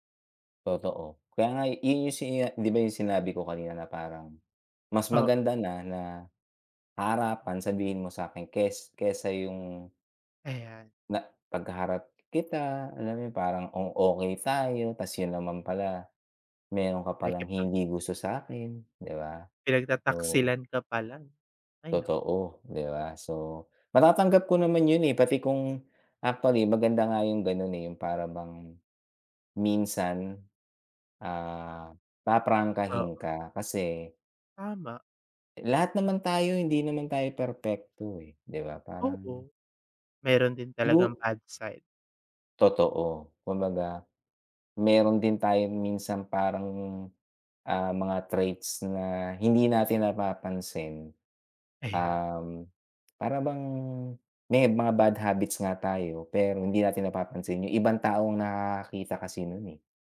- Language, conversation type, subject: Filipino, unstructured, Paano mo hinaharap ang mga taong hindi tumatanggap sa iyong pagkatao?
- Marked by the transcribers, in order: other background noise